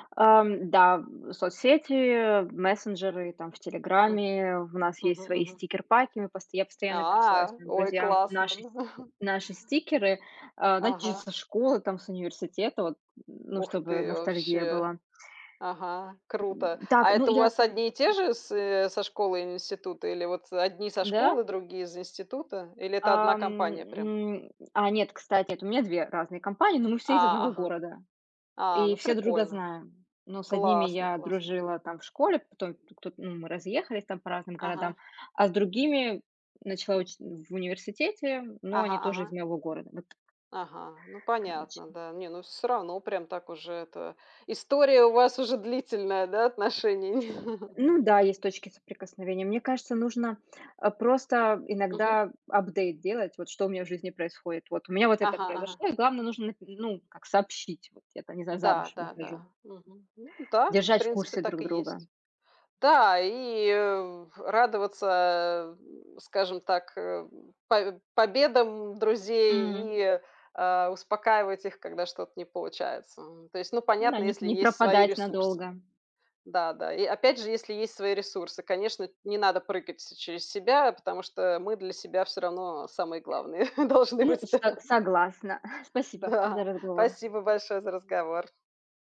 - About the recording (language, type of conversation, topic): Russian, unstructured, Что для вас значит настоящая дружба?
- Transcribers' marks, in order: chuckle; other noise; other background noise; chuckle; in another language: "апдейт"; laughing while speaking: "главные должны быть, да"; chuckle